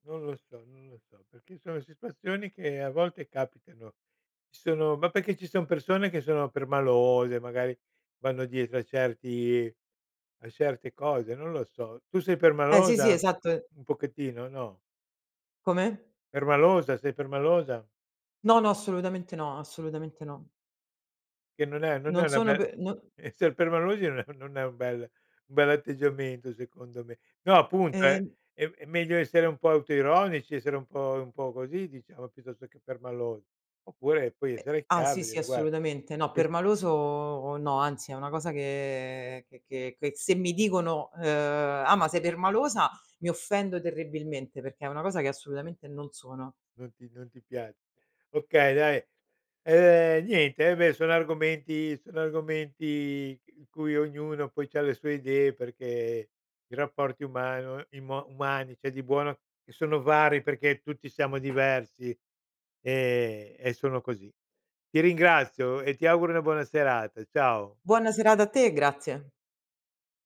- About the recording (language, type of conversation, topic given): Italian, podcast, Come gestisci chi non rispetta i tuoi limiti?
- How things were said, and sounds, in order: laughing while speaking: "Esser permalosi no non è un bel un bell'atteggiamento"; "Guarda" said as "guara"; other background noise; tapping